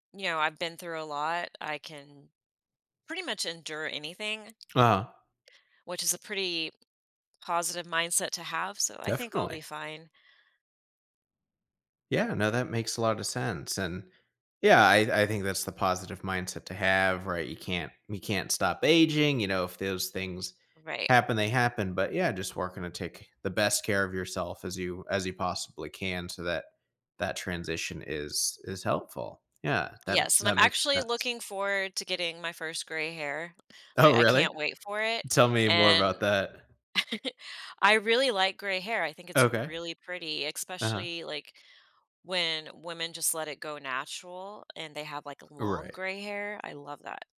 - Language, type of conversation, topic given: English, advice, How can I mark my milestone birthday meaningfully while reflecting on my life?
- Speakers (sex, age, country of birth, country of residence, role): female, 45-49, United States, United States, user; male, 25-29, United States, United States, advisor
- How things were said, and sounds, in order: chuckle